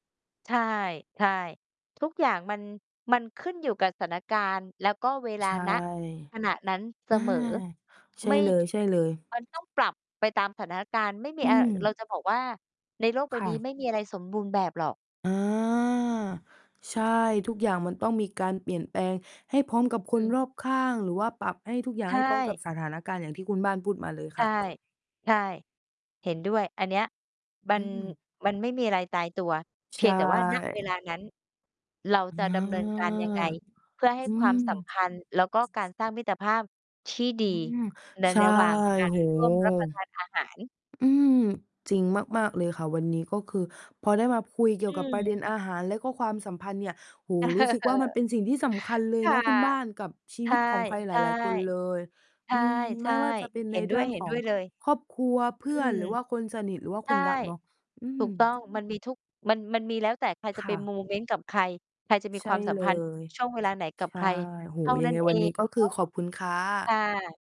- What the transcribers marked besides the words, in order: "ใช่" said as "ไท่"; distorted speech; tapping; drawn out: "อา"; other animal sound; "ที่" said as "ชี่"; laughing while speaking: "เออ"; alarm
- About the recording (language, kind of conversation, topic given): Thai, unstructured, คุณคิดว่าการรับประทานอาหารร่วมกันช่วยสร้างความสัมพันธ์ได้อย่างไร?